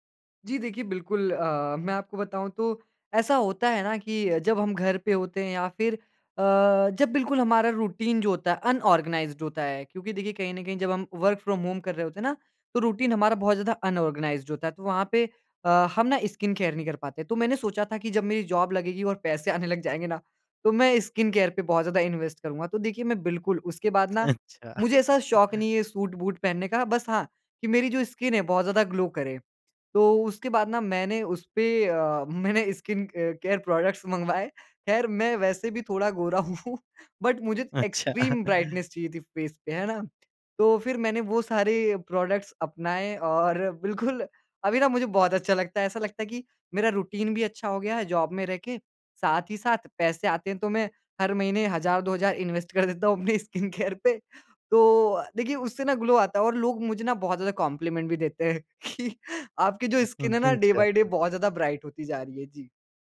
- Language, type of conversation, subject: Hindi, podcast, आपको आपकी पहली नौकरी कैसे मिली?
- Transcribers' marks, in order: in English: "रूटीन"; in English: "अनऑर्गनाइज़्ड"; in English: "वर्क फ्रॉम होम"; in English: "रूटीन"; in English: "अनऑर्गनाइज़्ड"; in English: "स्किन केयर"; in English: "जॉब"; in English: "स्किन केयर"; in English: "इन्वेस्ट"; laughing while speaking: "अच्छा"; in English: "स्किन"; in English: "ग्लो"; in English: "स्किन अ केयर प्रोडक्ट्स"; chuckle; in English: "बट"; in English: "एक्सट्रीम ब्राइटनेस"; chuckle; in English: "फ़ेस"; in English: "प्रोडक्ट्स"; in English: "रूटीन"; in English: "जॉब"; laughing while speaking: "इन्वेस्ट कर देता हूँ अपने स्किन केयर पे"; in English: "इन्वेस्ट"; in English: "स्किन केयर"; in English: "ग्लो"; in English: "कॉम्प्लीमेंट"; laughing while speaking: "कि"; in English: "स्किन"; in English: "डे बाय डे"; in English: "ब्राइट"